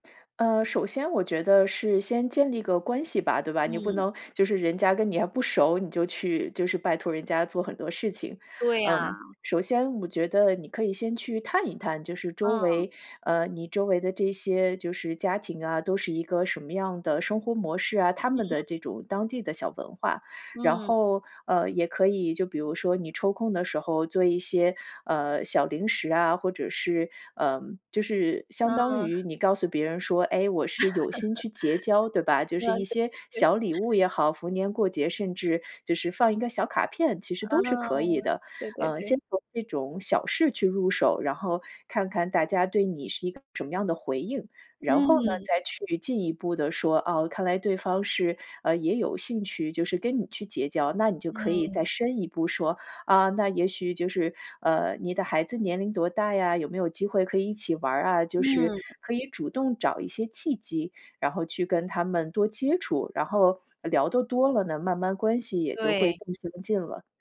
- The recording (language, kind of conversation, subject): Chinese, advice, 我该如何兼顾孩子的活动安排和自己的工作时间？
- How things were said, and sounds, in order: laugh; laughing while speaking: "啊，对 对"; other background noise